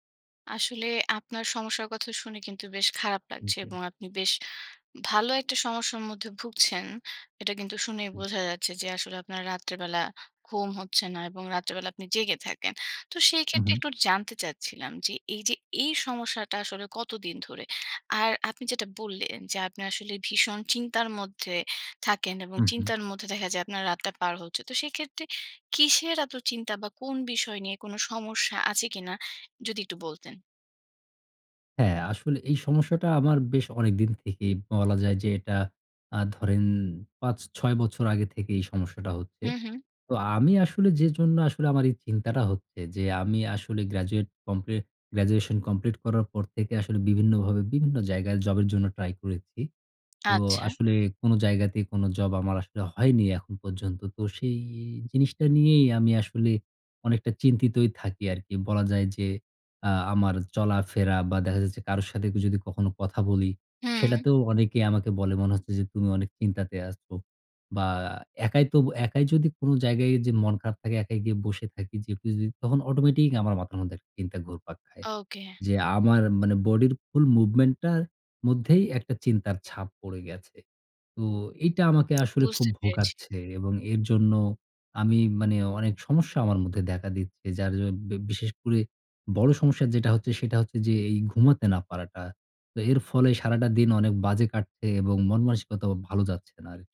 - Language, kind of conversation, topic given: Bengali, advice, রাতে চিন্তায় ভুগে ঘুমাতে না পারার সমস্যাটি আপনি কীভাবে বর্ণনা করবেন?
- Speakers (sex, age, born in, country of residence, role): female, 30-34, Bangladesh, Bangladesh, advisor; male, 35-39, Bangladesh, Bangladesh, user
- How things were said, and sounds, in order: other background noise; tapping; in English: "ফুল মুভমেন্ট"